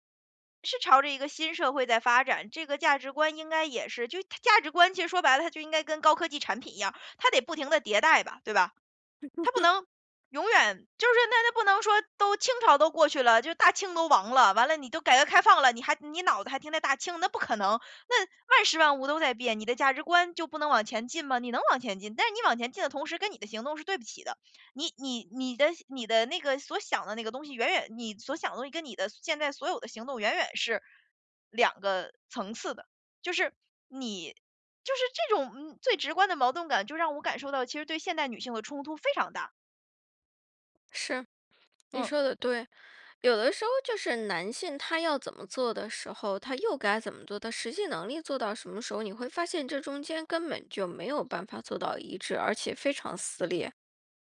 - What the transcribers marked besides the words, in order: laugh; other background noise
- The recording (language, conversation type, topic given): Chinese, advice, 我怎样才能让我的日常行动与我的价值观保持一致？